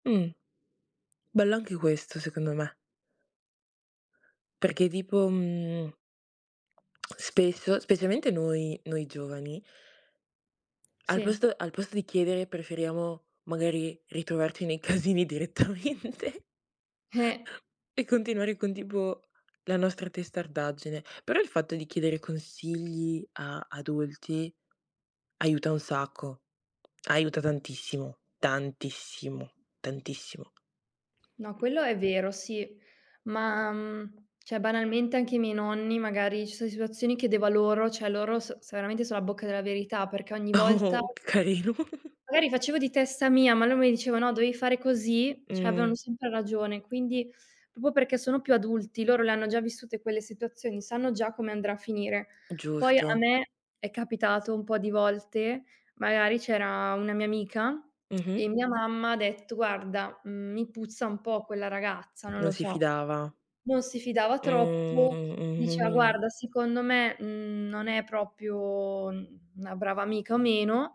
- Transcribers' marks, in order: tapping; laughing while speaking: "casini direttamente"; other background noise; "cioè" said as "ceh"; laughing while speaking: "Oh! Carino!"; "lui" said as "lu"; "Cioè" said as "Ceh"; "avevano" said as "aveano"; "proprio" said as "propo"; tsk; "proprio" said as "propio"
- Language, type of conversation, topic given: Italian, podcast, Come fai a non farti prendere dall’ansia quando devi prendere una decisione?
- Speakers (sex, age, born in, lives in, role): female, 20-24, Italy, Italy, guest; female, 20-24, Italy, Italy, host